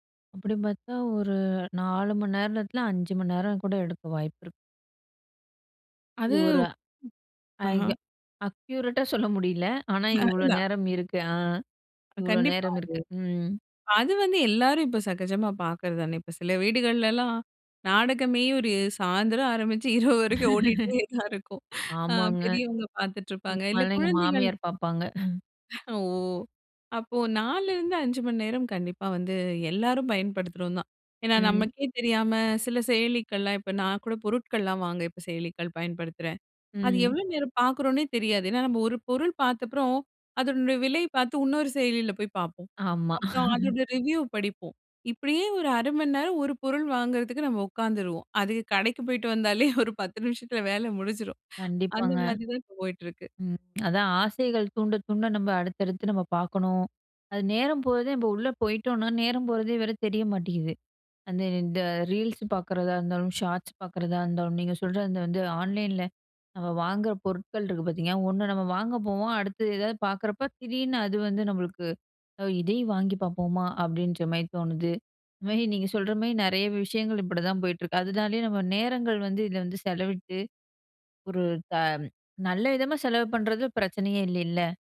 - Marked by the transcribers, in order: tapping; in English: "அக்யூரட்டா"; chuckle; unintelligible speech; other background noise; laughing while speaking: "இப்போ சில வீடுகள்லலாம், நாடகமே ஒரு … பாத்துட்டுருப்பாங்க, இல்ல குழந்தைகள்"; laugh; chuckle; in English: "ரெவ்யூ"; laugh; laughing while speaking: "அது கடைக்கு போய்ட்டு வந்தாலே, ஒரு … தான் போயிட்டு இருக்கு"; in English: "ஷார்ட்ஸ்"
- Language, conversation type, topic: Tamil, podcast, ஒரு நாளில் நீங்கள் எவ்வளவு நேரம் திரையில் செலவிடுகிறீர்கள்?